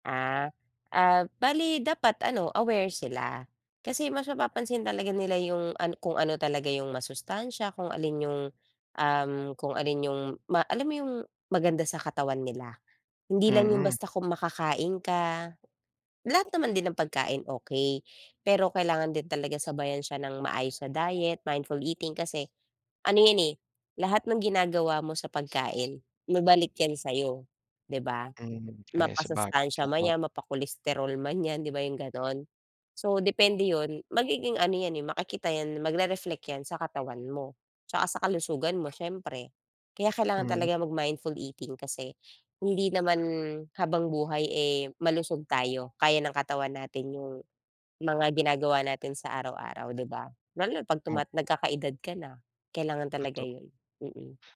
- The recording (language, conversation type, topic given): Filipino, podcast, Paano nakakatulong ang maingat na pagkain sa pang-araw-araw na buhay?
- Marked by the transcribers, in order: none